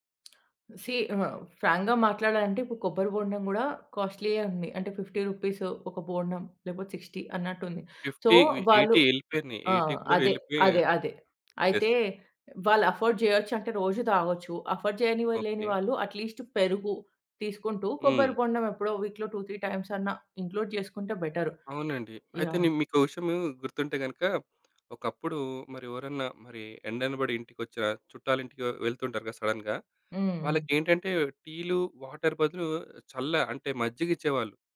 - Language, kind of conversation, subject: Telugu, podcast, హైడ్రేషన్ తగ్గినప్పుడు మీ శరీరం చూపించే సంకేతాలను మీరు గుర్తించగలరా?
- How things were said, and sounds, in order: other background noise; in English: "సీ"; in English: "ఫ్రాంక్‌గా"; in English: "కాస్ట్లీయే"; in English: "ఫిఫ్టీ రూపీస్"; in English: "సిక్స్టీ"; in English: "ఫిఫ్టీ"; in English: "ఎయిటీ"; in English: "సో"; in English: "ఎయిటీ"; in English: "అఫోర్డ్"; in English: "యెస్"; in English: "అఫోర్డ్"; in English: "అట్లీస్ట్"; in English: "వీక్‌లో టూ త్రీ టైమ్స్"; in English: "ఇంక్లూడ్"; in English: "బెటర్"; in English: "సడెన్‌గా"; in English: "వాటర్"